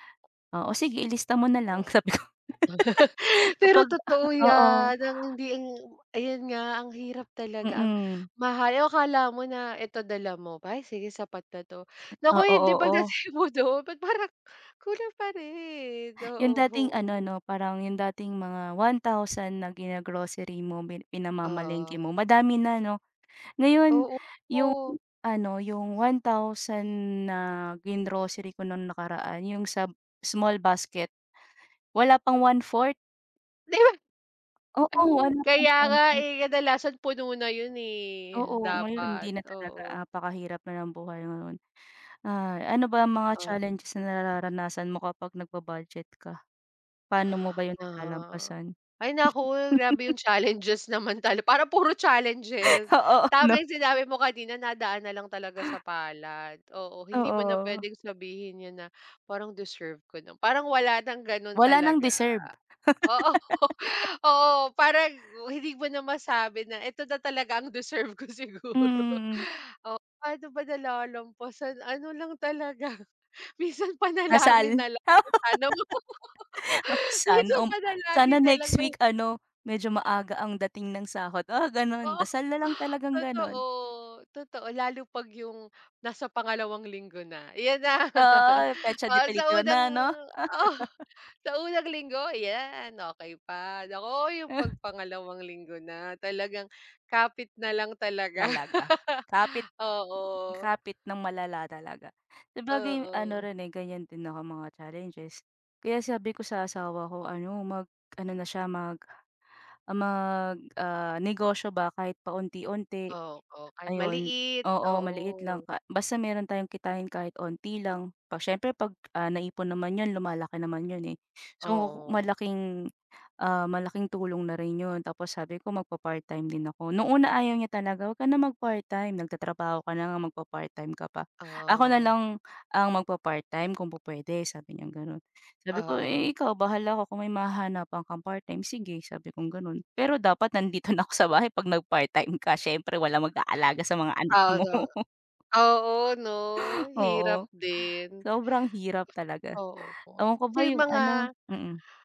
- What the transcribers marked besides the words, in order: chuckle; laughing while speaking: "Sabi ko"; laugh; laughing while speaking: "pagdating mo do'n, ba't parang"; laughing while speaking: "oo"; tapping; other background noise; "napakahirap" said as "apakahirap"; laughing while speaking: "challenges naman tal parang puro challenges"; chuckle; laughing while speaking: "Oo 'no?"; laugh; laughing while speaking: "Oo"; laughing while speaking: "deserve ko siguro"; laughing while speaking: "minsan panalangin na lang na, Sana po. Minsan panalagin na lang na"; "Dasal" said as "nasal"; laugh; laugh; background speech; laughing while speaking: "Oo"; laugh; chuckle; chuckle; chuckle; unintelligible speech; chuckle
- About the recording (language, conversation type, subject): Filipino, unstructured, Paano ka nagsisimulang mag-ipon ng pera, at ano ang pinakaepektibong paraan para magbadyet?